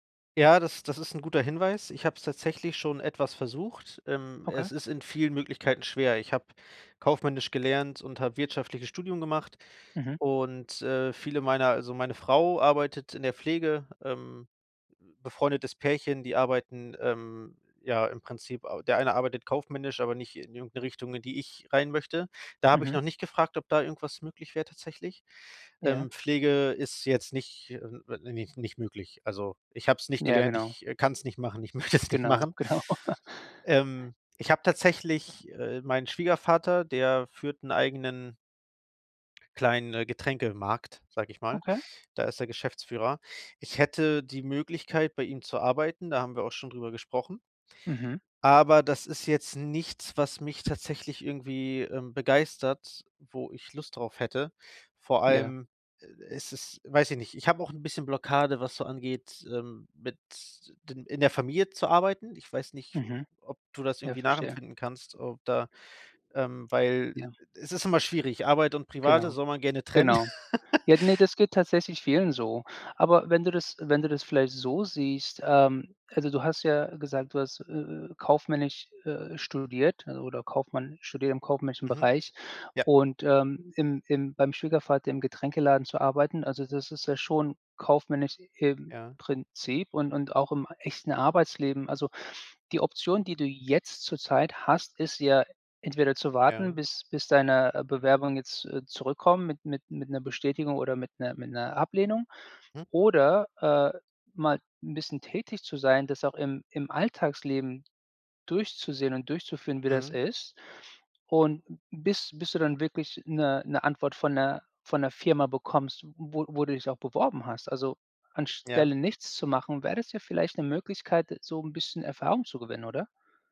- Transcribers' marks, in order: other background noise; laughing while speaking: "möchte es"; laughing while speaking: "genau"; laugh; laugh; tapping
- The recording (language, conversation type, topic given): German, advice, Wie ist es zu deinem plötzlichen Jobverlust gekommen?